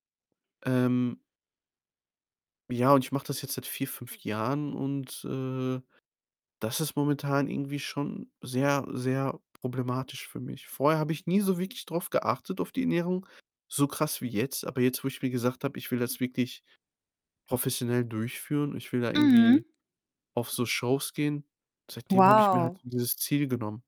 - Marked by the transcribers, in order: other background noise; distorted speech
- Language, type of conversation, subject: German, advice, Wie fühlst du dich nach einem „Cheat-Day“ oder wenn du eine Extraportion gegessen hast?